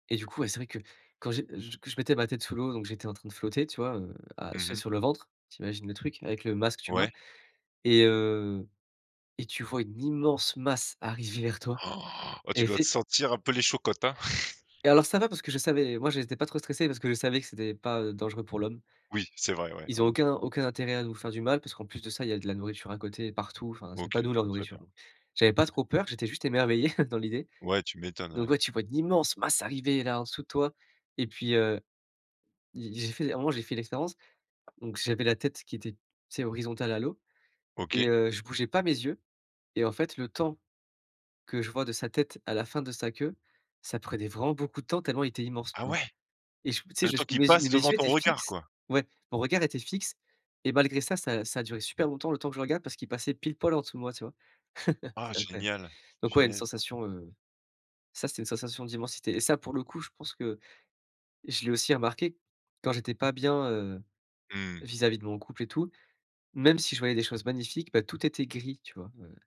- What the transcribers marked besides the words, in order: chuckle; tapping; chuckle; stressed: "immense"; surprised: "Ah ouais !"; chuckle
- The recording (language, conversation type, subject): French, podcast, Peux-tu raconter une fois où une simple conversation a tout changé pour toi ?